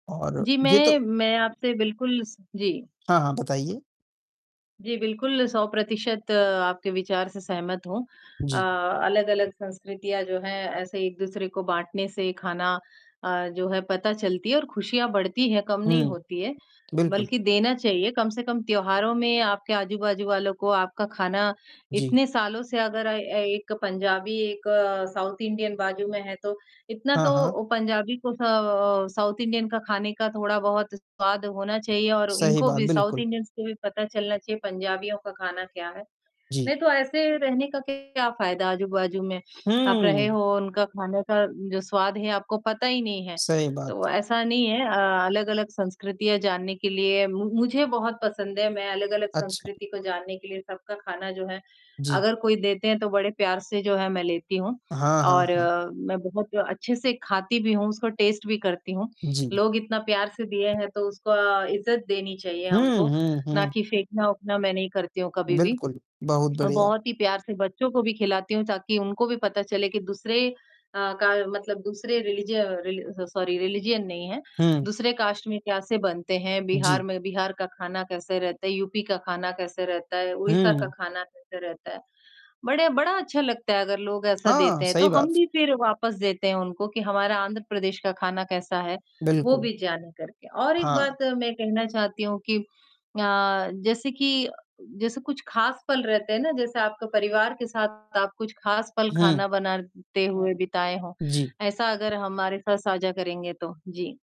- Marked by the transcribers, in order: distorted speech; static; tapping; in English: "साउथ"; in English: "साउथ"; in English: "साउथ इंडियंस"; in English: "टेस्ट"; horn; in English: "स सॉरी रिलिजन"; in English: "कास्ट"
- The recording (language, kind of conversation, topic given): Hindi, unstructured, क्या आपको लगता है कि साथ में खाना बनाना परिवार को जोड़ता है?